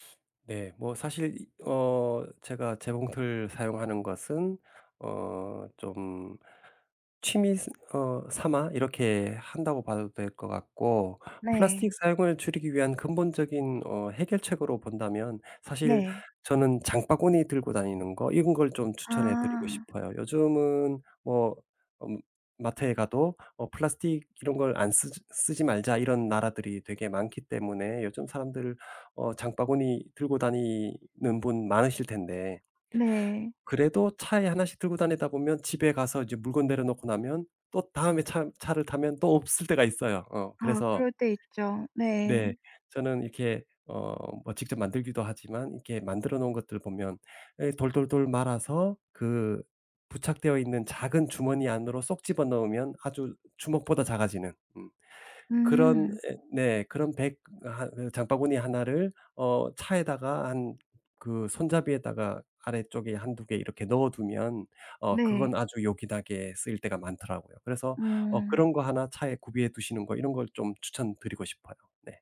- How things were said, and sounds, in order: in English: "bag"
- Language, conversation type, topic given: Korean, podcast, 플라스틱 쓰레기를 줄이기 위해 일상에서 실천할 수 있는 현실적인 팁을 알려주실 수 있나요?